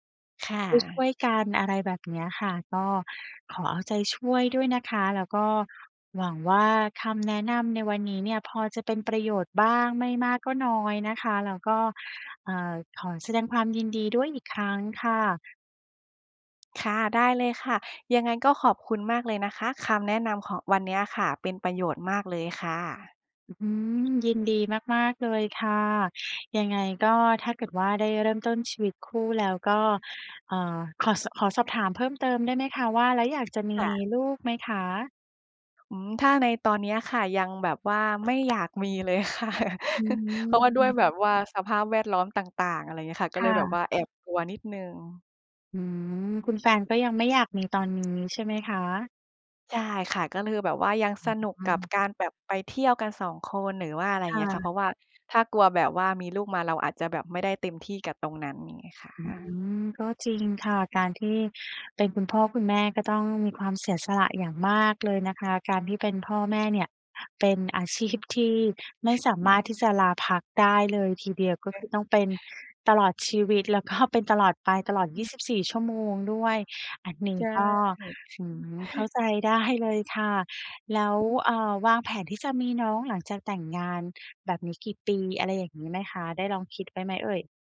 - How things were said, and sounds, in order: other background noise; laughing while speaking: "ค่ะ"; chuckle; unintelligible speech; unintelligible speech; chuckle
- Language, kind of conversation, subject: Thai, advice, ฉันควรเริ่มคุยกับคู่ของฉันอย่างไรเมื่อกังวลว่าความคาดหวังเรื่องอนาคตของเราอาจไม่ตรงกัน?